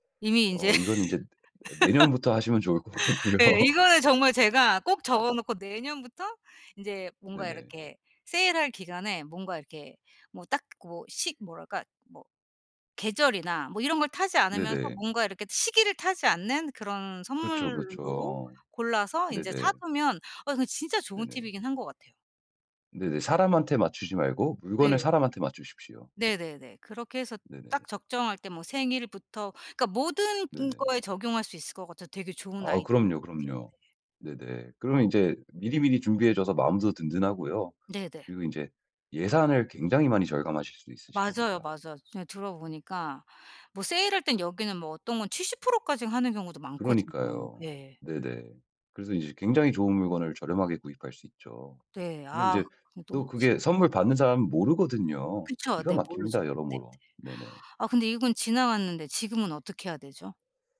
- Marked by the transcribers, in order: laughing while speaking: "인제"; laugh; laughing while speaking: "것 같고요"; other background noise; unintelligible speech; tapping
- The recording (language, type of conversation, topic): Korean, advice, 예산 안에서 쉽게 멋진 선물을 고르려면 어떤 기준으로 선택하면 좋을까요?